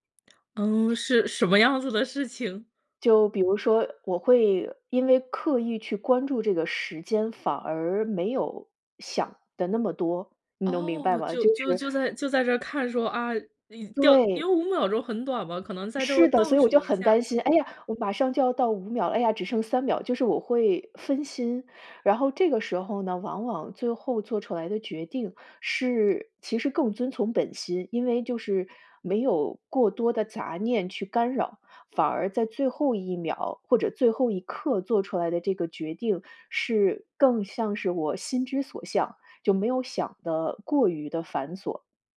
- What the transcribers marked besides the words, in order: lip smack; other background noise
- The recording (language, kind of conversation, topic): Chinese, podcast, 你有什么办法能帮自己更快下决心、不再犹豫吗？